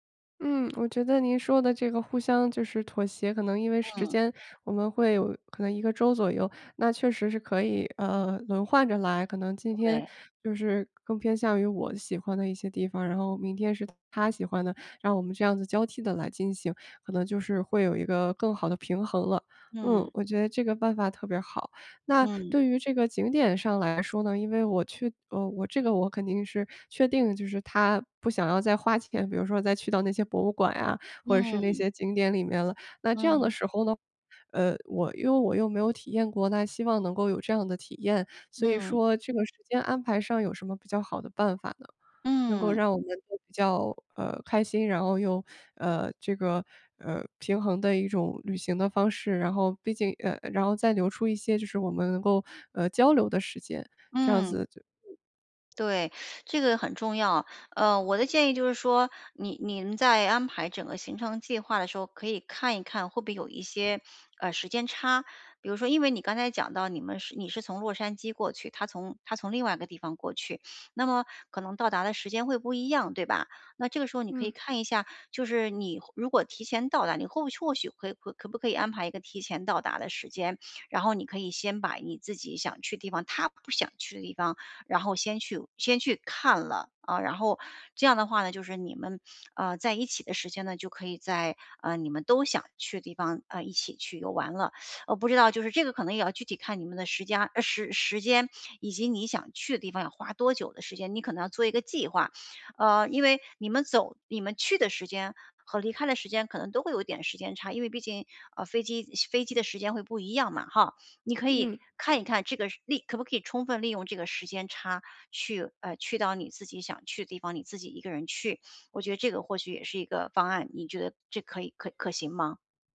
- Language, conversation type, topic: Chinese, advice, 旅行时如何减轻压力并更放松？
- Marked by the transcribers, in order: tapping; other background noise; other noise; teeth sucking; sniff; sniff; sniff; sniff; teeth sucking; sniff; sniff; sniff